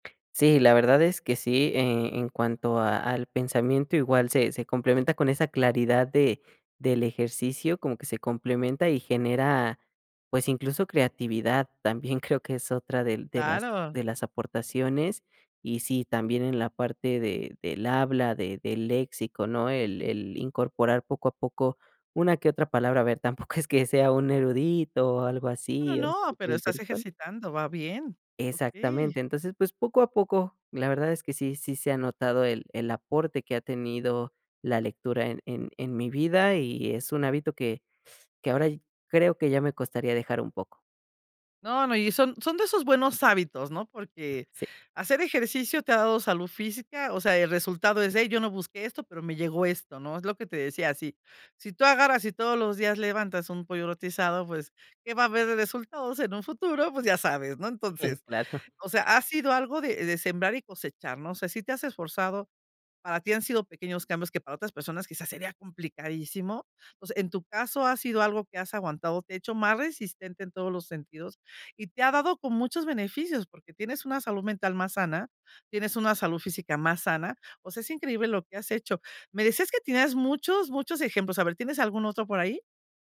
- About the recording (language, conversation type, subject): Spanish, podcast, ¿Qué pequeños cambios te han ayudado más a desarrollar resiliencia?
- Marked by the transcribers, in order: chuckle; laughing while speaking: "tampoco"; other background noise; laughing while speaking: "Claro"